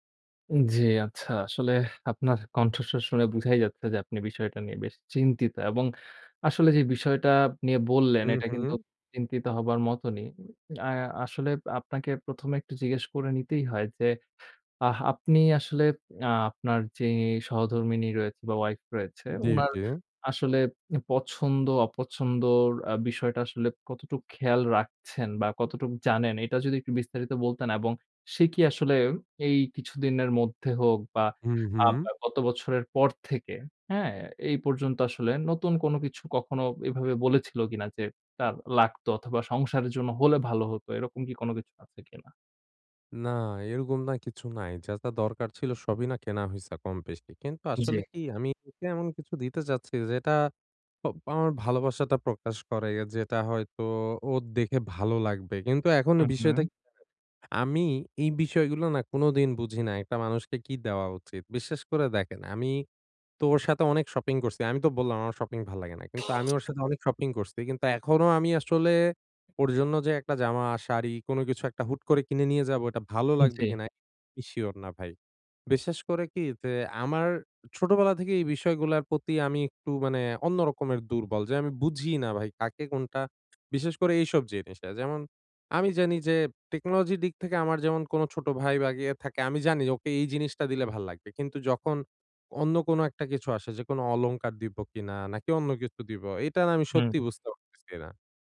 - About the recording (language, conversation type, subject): Bengali, advice, আমি কীভাবে উপযুক্ত উপহার বেছে নিয়ে প্রত্যাশা পূরণ করতে পারি?
- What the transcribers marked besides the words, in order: other background noise; tapping